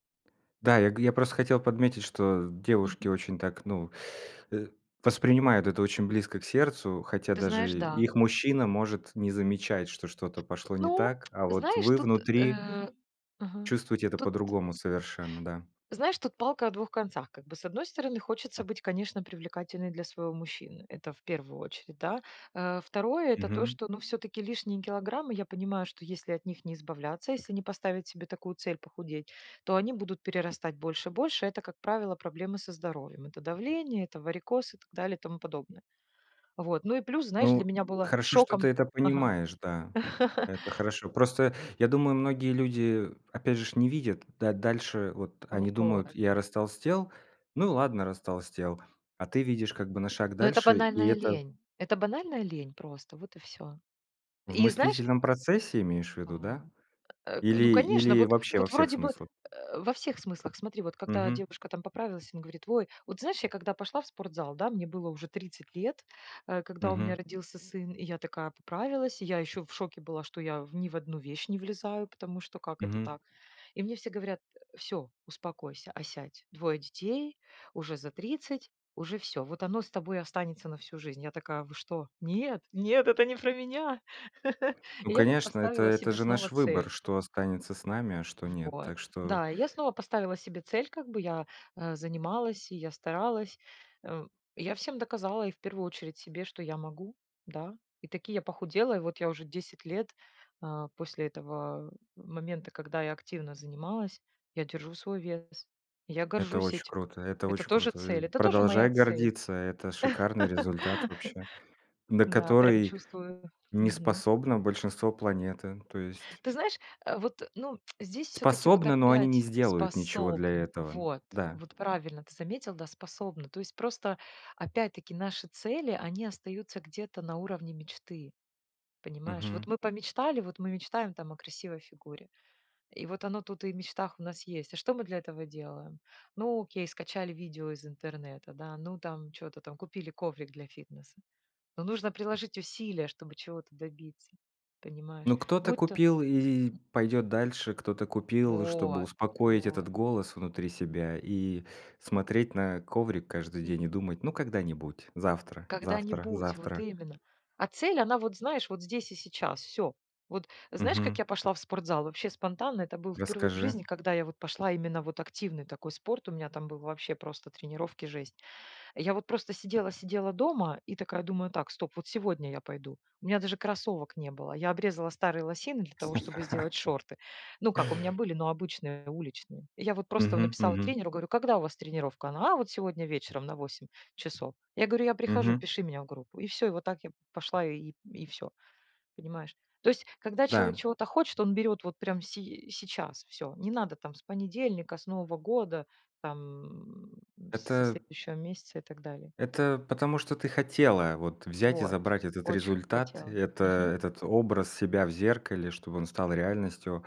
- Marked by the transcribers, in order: tapping; other background noise; laugh; chuckle; "очень" said as "оч"; "очень" said as "оч"; laugh; lip smack; laugh; drawn out: "там"
- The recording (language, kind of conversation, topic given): Russian, podcast, Как вы ставите и достигаете целей?